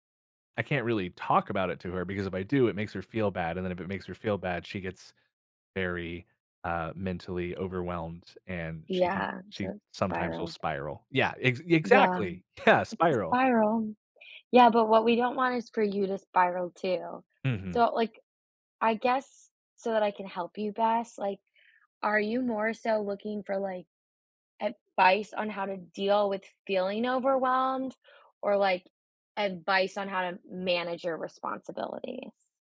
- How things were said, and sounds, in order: other background noise
- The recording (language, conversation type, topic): English, advice, How can I manage my responsibilities without feeling overwhelmed?
- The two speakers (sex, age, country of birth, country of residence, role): female, 25-29, United States, United States, advisor; male, 30-34, United States, United States, user